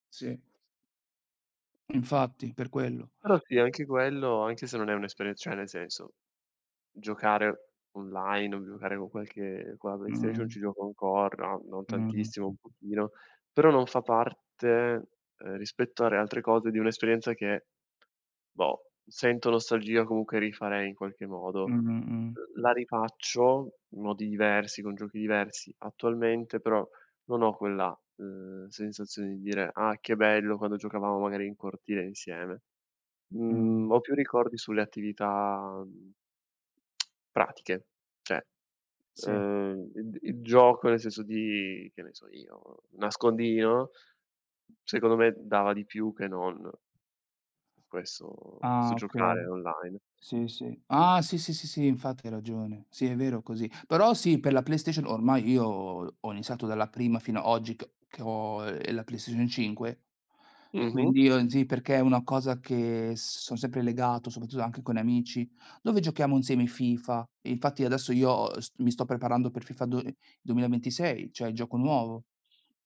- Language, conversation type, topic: Italian, unstructured, Qual è un momento speciale che vorresti rivivere?
- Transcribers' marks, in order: tongue click